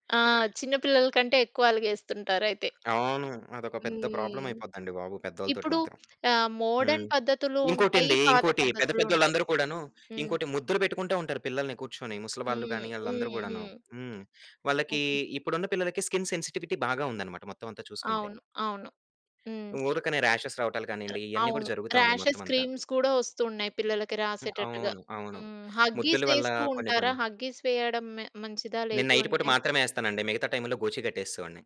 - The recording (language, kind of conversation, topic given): Telugu, podcast, మొదటి బిడ్డ పుట్టే సమయంలో మీ అనుభవం ఎలా ఉండేది?
- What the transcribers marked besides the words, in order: in English: "ప్రాబ్లమ్"; in English: "మోడర్న్"; other background noise; tapping; in English: "స్కిన్ సెన్సిటివిటీ"; in English: "రాషెస్"; other noise; in English: "రాషెస్ క్రీమ్స్"; in English: "హగ్గీస్"; in English: "హగ్గీస్"; in English: "నైట్"; in English: "టైమ్‌లో"